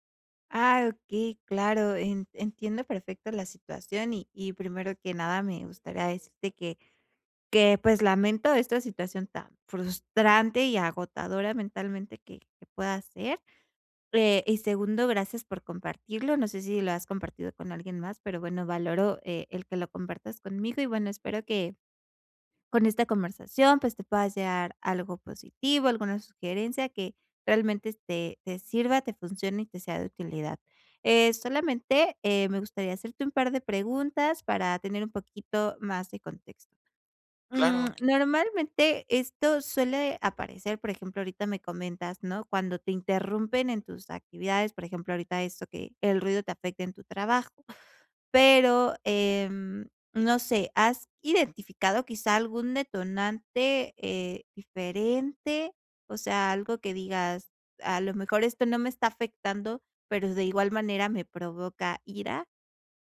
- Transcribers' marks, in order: other background noise
- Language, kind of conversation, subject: Spanish, advice, ¿Cómo puedo manejar la ira y la frustración cuando aparecen de forma inesperada?